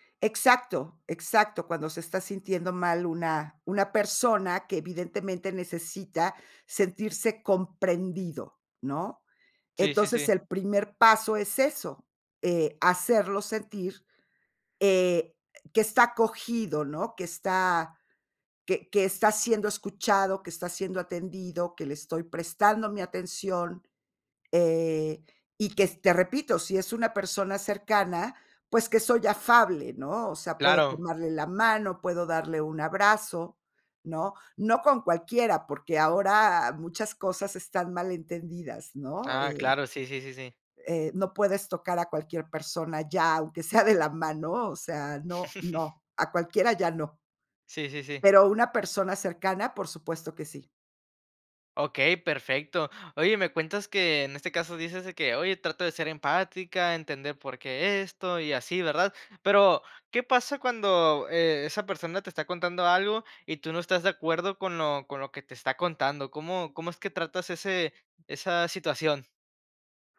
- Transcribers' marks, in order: chuckle
- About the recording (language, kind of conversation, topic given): Spanish, podcast, ¿Qué haces para que alguien se sienta entendido?